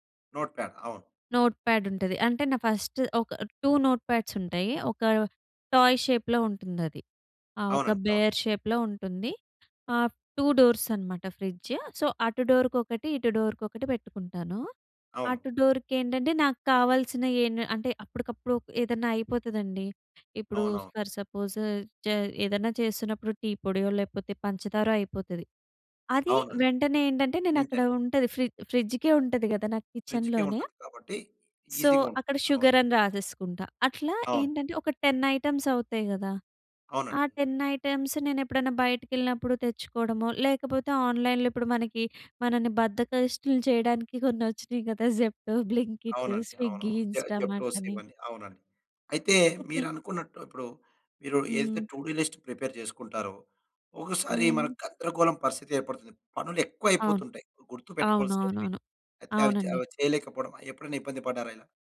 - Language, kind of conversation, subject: Telugu, podcast, నీ చేయాల్సిన పనుల జాబితాను నీవు ఎలా నిర్వహిస్తావు?
- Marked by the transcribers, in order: in English: "నోట్‌ప్యాడ్"; in English: "నోట్‌ప్యాడ్"; in English: "ఫస్ట్"; in English: "టూ"; in English: "టాయ్ షేప్‍లో"; in English: "బేర్ షేప్‌లో"; in English: "టూ డోర్స్"; in English: "ఫ్రిడ్జ్. సో"; in English: "డోర్‌కి"; in English: "ఫర్ సపోజ్"; in English: "లిమిటేడ్"; in English: "కిచెన్‍లోనే"; in English: "ఫ్రిడ్జ్‌కే"; in English: "ఈజీగా"; in English: "సో"; in English: "షుగర్"; in English: "టెన్ ఐటెమ్స్"; in English: "టెన్ ఐటెమ్స్"; in English: "ఆన్‍లైన్‍లో"; in English: "జెప్టో, బ్లింకిట్, స్విగ్గీ, ఇంస్టామార్ట్"; in English: "జే జెప్టోస్"; other noise; in English: "టూడూ లిస్ట్ ప్రిపేర్"